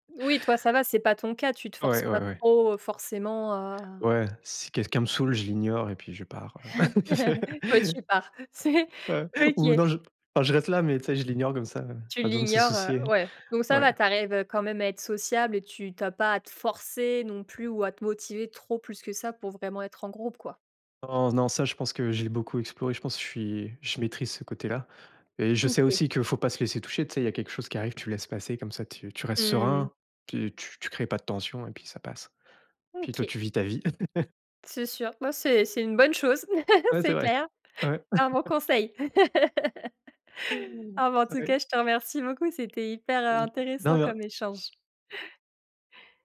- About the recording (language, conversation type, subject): French, podcast, Préférez-vous pratiquer seul ou avec des amis, et pourquoi ?
- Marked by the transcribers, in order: chuckle; tapping; laughing while speaking: "c'est OK"; stressed: "forcer"; chuckle; laughing while speaking: "C'est clair. Un bon conseil"; chuckle; unintelligible speech; other background noise; unintelligible speech